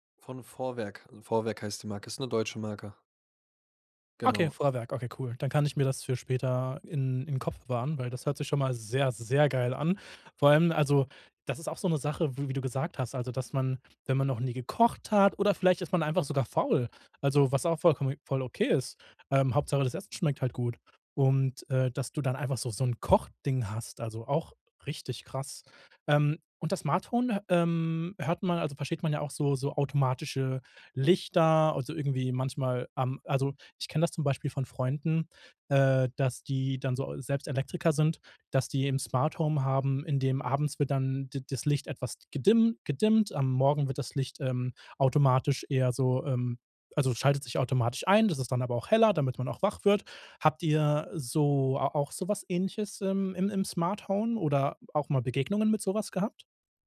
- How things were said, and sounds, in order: "Smart-Home" said as "Smart-Hone"; "Smart-Home" said as "Smart-Hone"
- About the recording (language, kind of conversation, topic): German, podcast, Wie beeinflusst ein Smart-Home deinen Alltag?